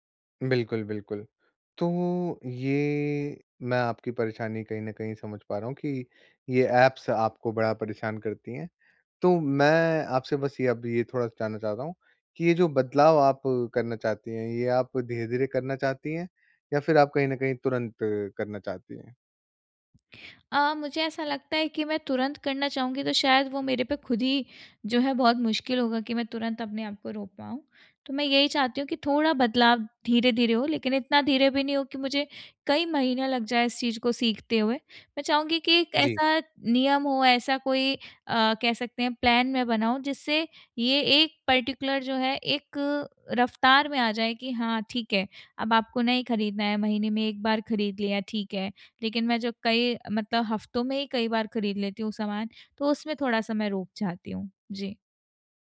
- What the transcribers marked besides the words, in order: in English: "प्लान"; in English: "पर्टिकुलर"
- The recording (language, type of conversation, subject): Hindi, advice, आप आवश्यकताओं और चाहतों के बीच संतुलन बनाकर सोच-समझकर खर्च कैसे कर सकते हैं?